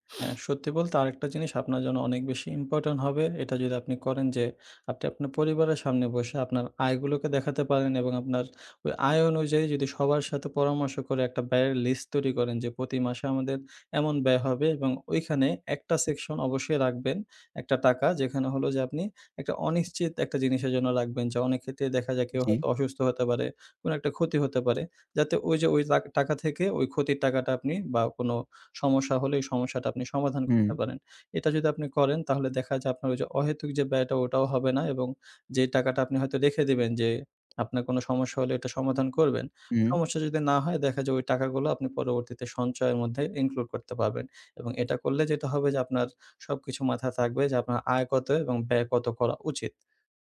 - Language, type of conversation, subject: Bengali, advice, অবসরকালীন সঞ্চয় নিয়ে আপনি কেন টালবাহানা করছেন এবং অনিশ্চয়তা বোধ করছেন?
- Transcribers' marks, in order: tapping; "রাখবেন" said as "লাকবেন"; in English: "include"; other background noise